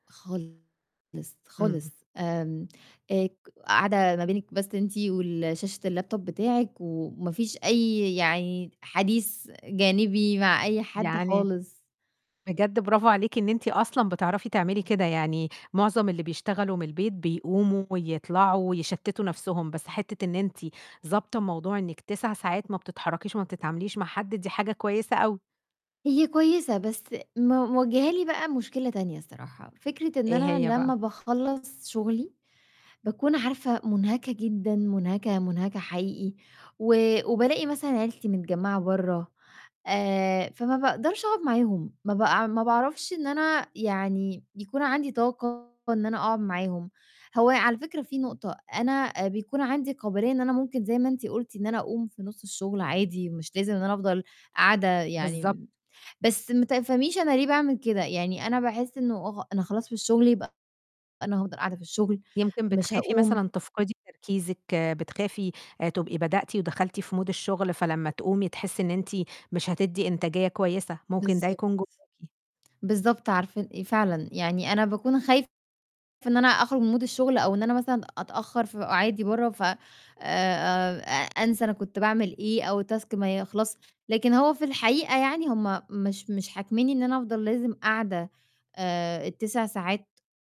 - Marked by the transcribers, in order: distorted speech; in English: "الlaptop"; unintelligible speech; in English: "mood"; in English: "mood"; in English: "task"
- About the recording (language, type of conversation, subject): Arabic, advice, إزاي أقدر أوازن بين وقت الشغل ووقت العيلة والتزاماتى الشخصية؟